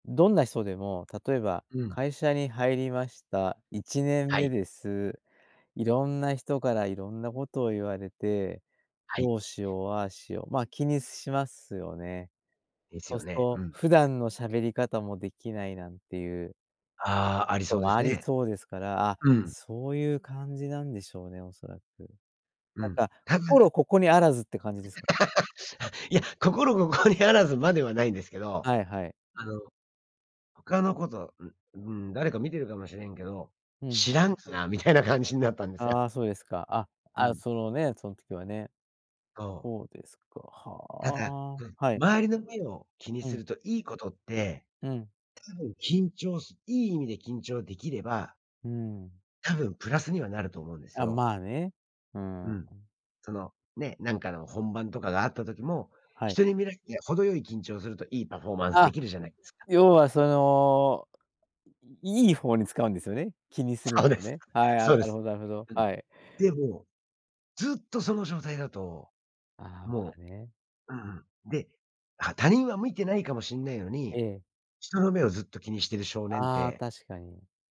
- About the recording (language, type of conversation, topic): Japanese, podcast, 他人の目を気にしすぎたらどうする？
- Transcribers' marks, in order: other background noise; laugh; laughing while speaking: "あ、いや、心ここにあらずまでは"; laughing while speaking: "みたいな感じになったんですよ"; tapping; laughing while speaking: "そうです、そうです"